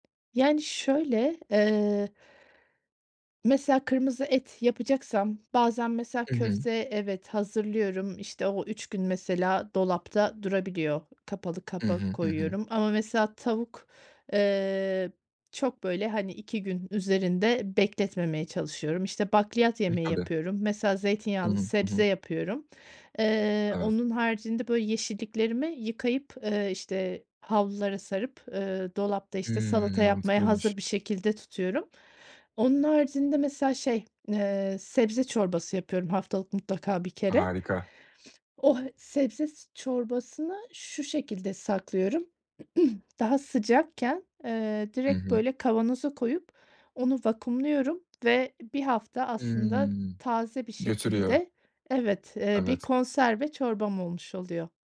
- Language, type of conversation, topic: Turkish, podcast, Beslenme alışkanlıklarını nasıl dengeliyorsun ve nelere dikkat ediyorsun?
- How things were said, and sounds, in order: other background noise; sniff; throat clearing